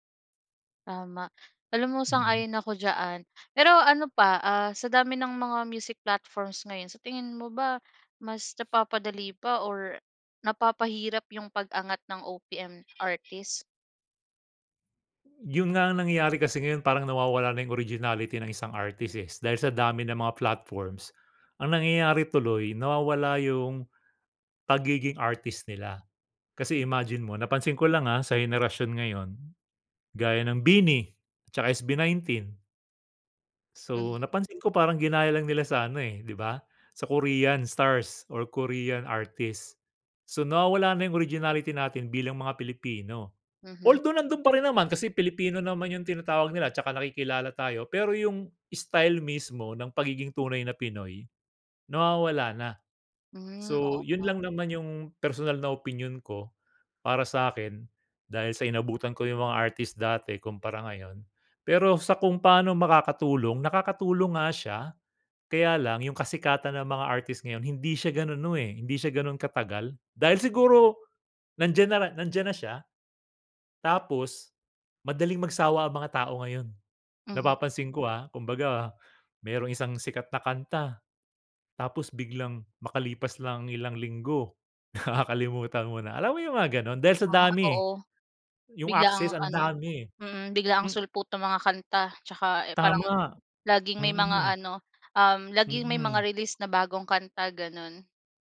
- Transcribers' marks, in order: "diyan" said as "diyaan"; in English: "music platforms"; horn; in English: "originality"; in English: "platforms"; in English: "originality"; laughing while speaking: "nakakalimutan mo na"
- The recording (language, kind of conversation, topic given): Filipino, podcast, Ano ang tingin mo sa kasalukuyang kalagayan ng OPM, at paano pa natin ito mapapasigla?